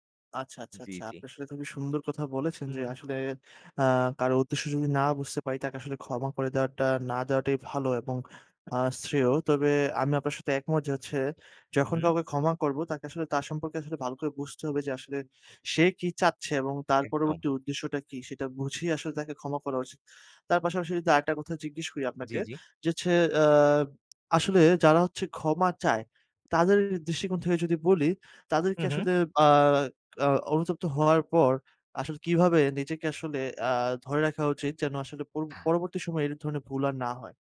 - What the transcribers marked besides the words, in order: tapping; other background noise
- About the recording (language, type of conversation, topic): Bengali, unstructured, তুমি কি বিশ্বাস করো যে ক্ষমা করা সব সময়ই প্রয়োজন?